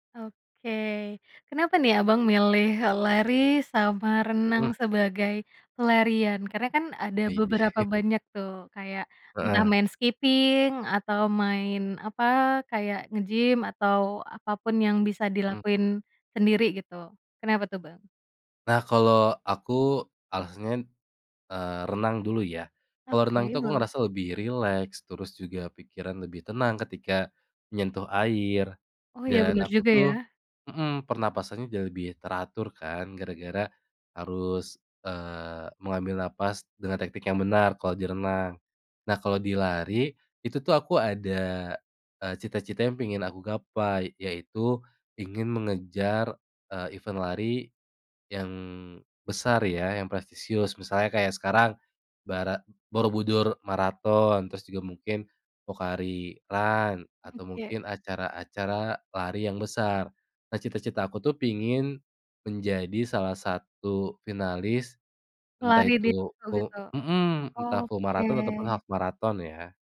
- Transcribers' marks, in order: other background noise; in English: "Maybe"; chuckle; in English: "skipping"; tapping; in English: "event"; in English: "full"; in English: "full marathon"; drawn out: "Oke"; in English: "half marathon"
- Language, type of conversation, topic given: Indonesian, podcast, Bagaimana kamu mengatur waktu antara pekerjaan dan hobi?